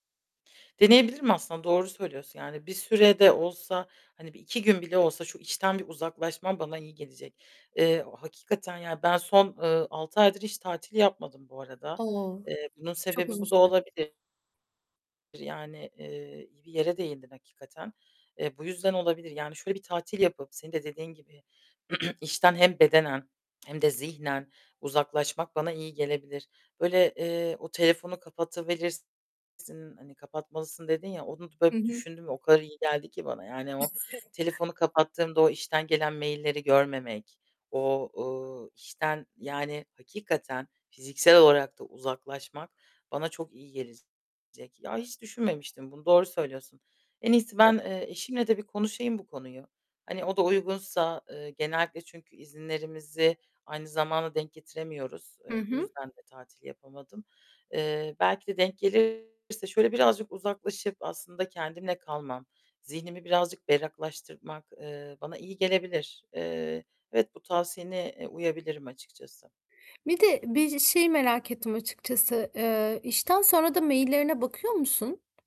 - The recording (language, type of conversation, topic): Turkish, advice, İşimdeki anlam kaybı yüzünden neden yaptığımı sorguluyorsam bunu nasıl ele alabilirim?
- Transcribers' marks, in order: other background noise; static; tapping; distorted speech; throat clearing; unintelligible speech